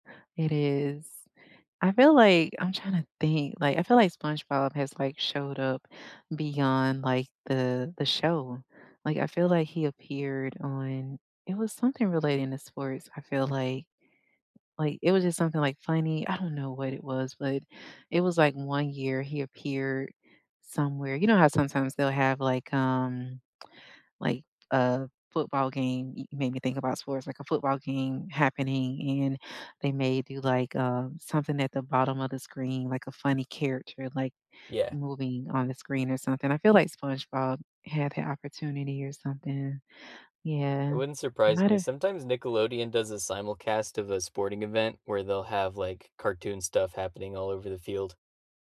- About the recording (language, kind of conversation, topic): English, unstructured, Which childhood cartoons still make you laugh today, and what moments or characters keep them so funny?
- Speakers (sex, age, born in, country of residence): female, 35-39, United States, United States; male, 25-29, United States, United States
- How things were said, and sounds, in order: other background noise